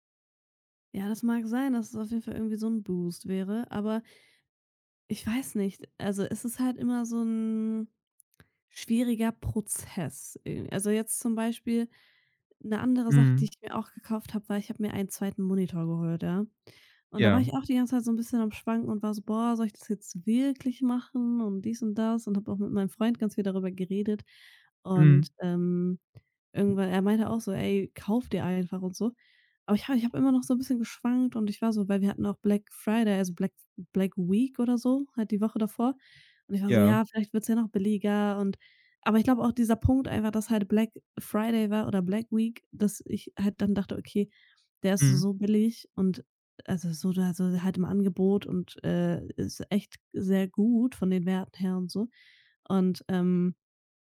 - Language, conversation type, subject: German, advice, Warum habe ich bei kleinen Ausgaben während eines Sparplans Schuldgefühle?
- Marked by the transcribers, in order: in English: "Boost"; other background noise